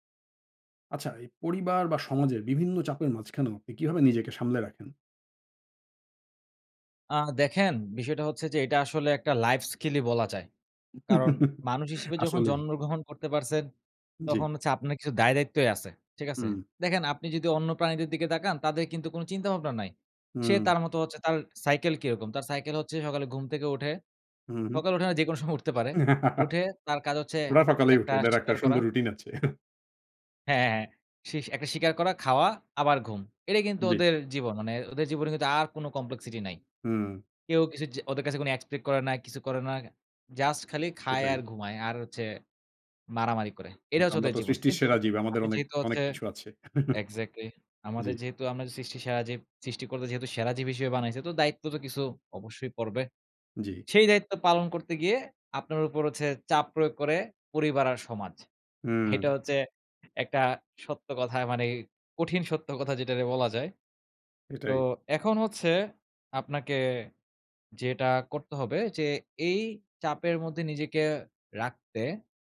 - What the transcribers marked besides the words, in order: in English: "লাইফ স্কিল"; laugh; laugh; scoff; in English: "complexity"; in English: "expect"; chuckle; scoff; laughing while speaking: "কঠিন সত্য কথা যেটারে বলা যায়"
- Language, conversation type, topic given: Bengali, podcast, পরিবার বা সমাজের চাপের মধ্যেও কীভাবে আপনি নিজের সিদ্ধান্তে অটল থাকেন?
- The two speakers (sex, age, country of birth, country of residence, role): male, 20-24, Bangladesh, Bangladesh, guest; male, 40-44, Bangladesh, Finland, host